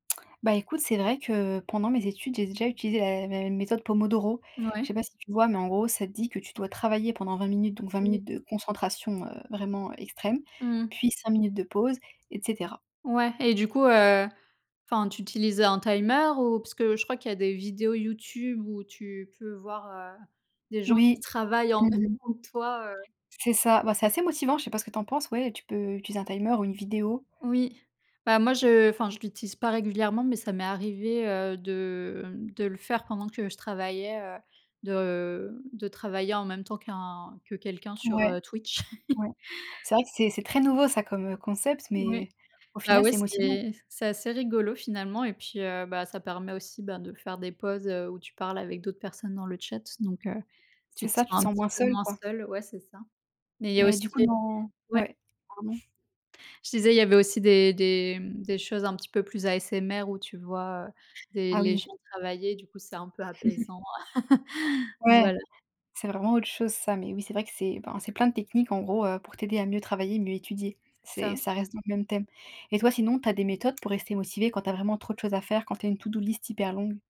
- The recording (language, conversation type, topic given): French, unstructured, Comment organiser son temps pour mieux étudier ?
- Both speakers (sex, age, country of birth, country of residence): female, 25-29, France, France; female, 30-34, France, France
- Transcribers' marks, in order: other background noise; chuckle; chuckle; laugh; tapping